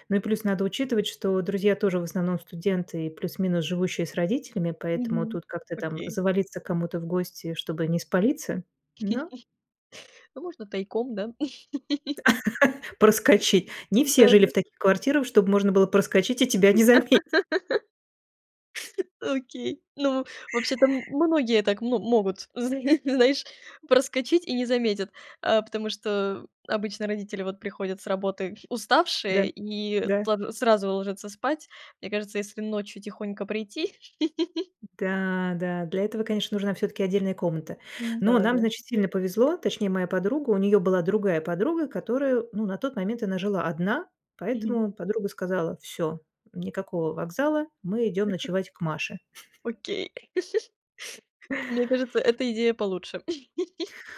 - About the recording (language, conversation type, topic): Russian, podcast, Каким было ваше приключение, которое началось со спонтанной идеи?
- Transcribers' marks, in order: laugh; laugh; tapping; laugh; chuckle; laugh; chuckle; laugh; laugh